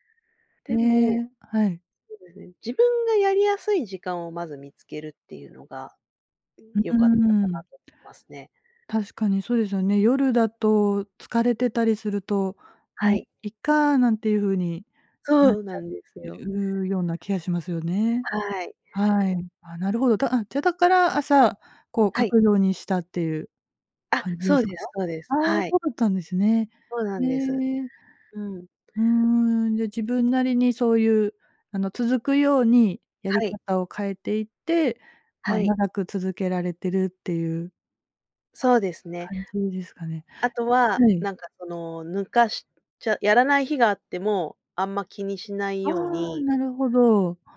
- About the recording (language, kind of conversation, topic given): Japanese, podcast, 自分を変えた習慣は何ですか？
- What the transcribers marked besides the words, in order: other background noise